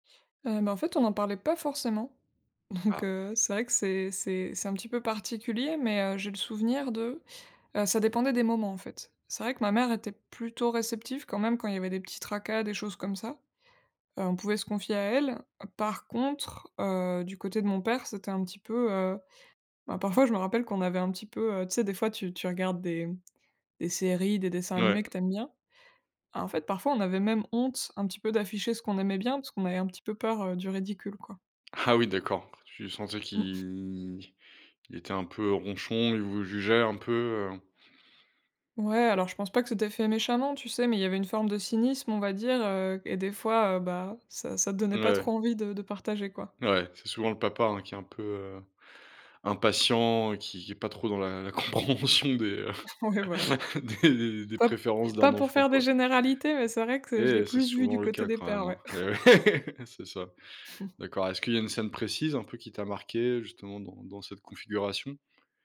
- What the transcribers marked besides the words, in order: laughing while speaking: "Donc, heu"; chuckle; drawn out: "qu'il"; laughing while speaking: "la compréhension des, heu, des des des"; laughing while speaking: "Ouais, voilà"; other background noise; laugh; chuckle
- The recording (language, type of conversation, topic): French, podcast, Comment parlait-on des émotions chez toi quand tu étais jeune ?